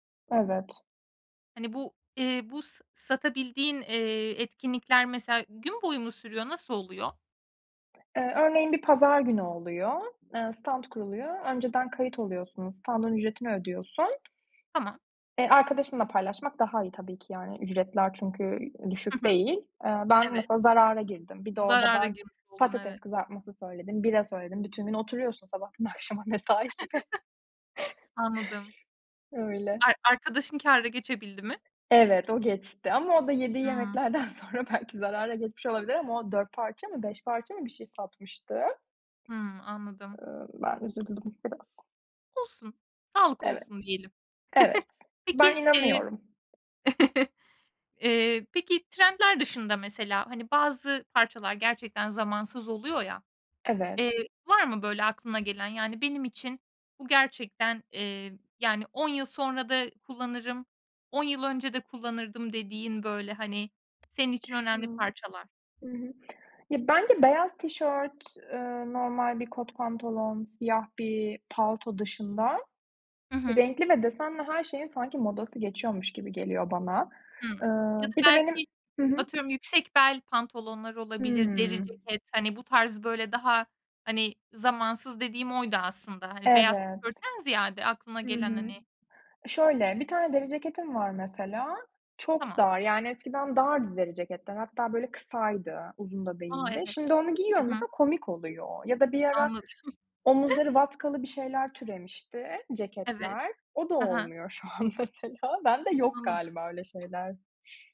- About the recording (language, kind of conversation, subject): Turkish, podcast, Trendlerle kişisel tarzını nasıl dengeliyorsun?
- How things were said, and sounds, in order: other background noise; chuckle; laughing while speaking: "sabahtan akşama, mesai gibi"; chuckle; tapping; laughing while speaking: "sonra belki zarara geçmiş olabilir"; chuckle; laughing while speaking: "Anladım"; chuckle; laughing while speaking: "şu an mesela"